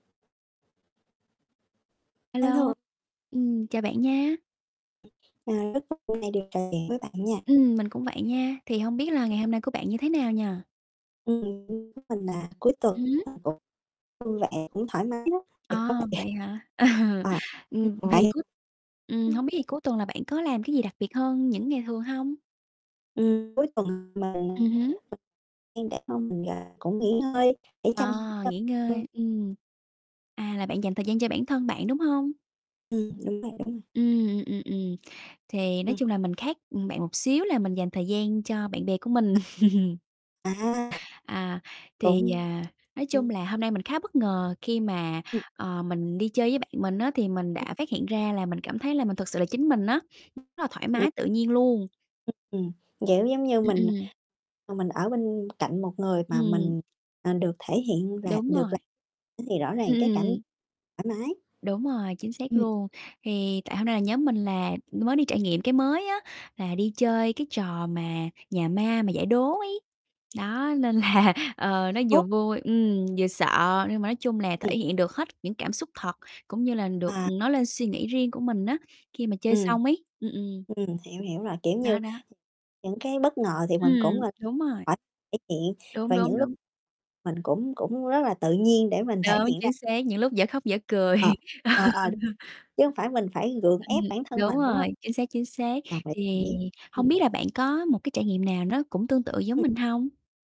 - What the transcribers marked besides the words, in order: distorted speech; other background noise; tapping; laughing while speaking: "Ừ"; unintelligible speech; unintelligible speech; chuckle; laughing while speaking: "là"; unintelligible speech; laughing while speaking: "cười, ừ"; laugh
- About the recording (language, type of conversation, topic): Vietnamese, unstructured, Điều gì khiến bạn cảm thấy mình thật sự là chính mình?